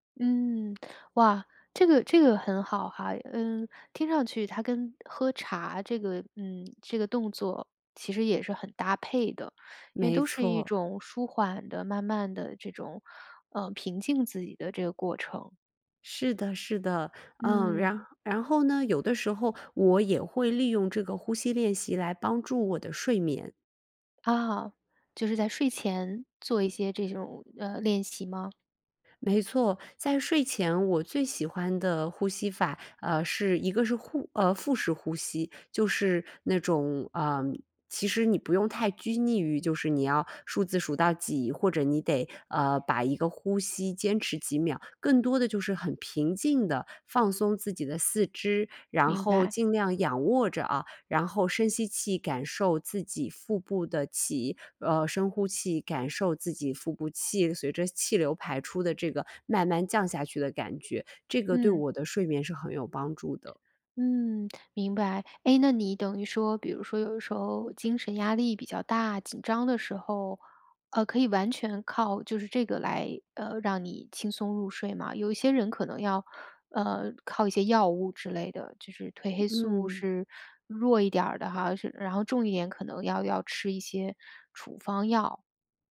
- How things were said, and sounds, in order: other background noise; "气" said as "起"; lip smack; other noise
- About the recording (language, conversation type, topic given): Chinese, podcast, 简单说说正念呼吸练习怎么做？